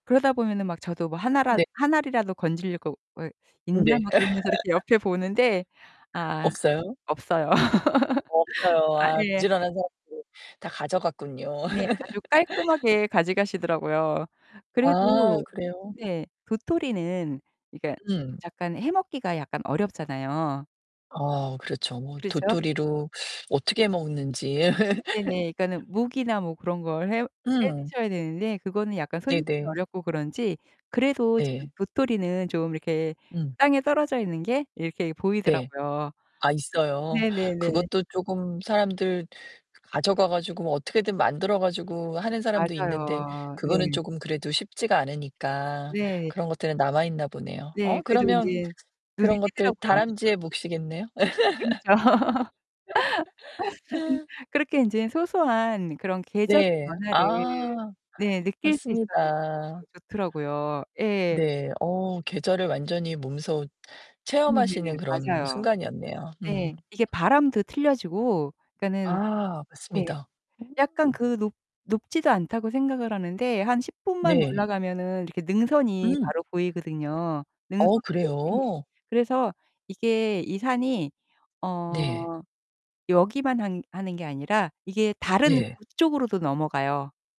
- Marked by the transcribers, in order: other background noise; distorted speech; laugh; laughing while speaking: "없어요. 아 부지런한 사람들 다 가져갔군요"; laugh; laugh; teeth sucking; laugh; tapping; laugh
- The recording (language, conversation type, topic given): Korean, podcast, 산책하다가 발견한 작은 기쁨을 함께 나눠주실래요?